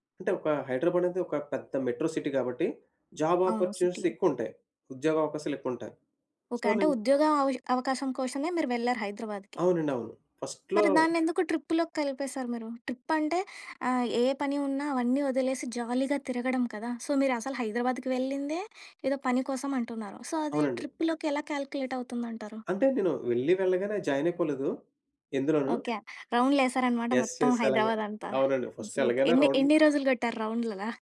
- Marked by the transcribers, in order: in English: "మెట్రో సిటీ"; in English: "జాబ్ అపర్చునిటీస్"; in English: "సిటి"; in English: "సో"; in English: "ఫస్ట్‌లో"; in English: "ట్రిప్‌లోకి"; in English: "ట్రిప్"; in English: "జాలీగా"; in English: "సో"; in English: "సో"; in English: "ట్రిప్‌లోకి"; in English: "కాలిక్యులేట్"; in English: "జాయిన్"; in English: "యెస్! యెస్!"; in English: "సూపర్!"; in English: "ఫస్ట్"
- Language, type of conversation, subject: Telugu, podcast, ఒంటరి ప్రయాణంలో సురక్షితంగా ఉండేందుకు మీరు పాటించే ప్రధాన నియమాలు ఏమిటి?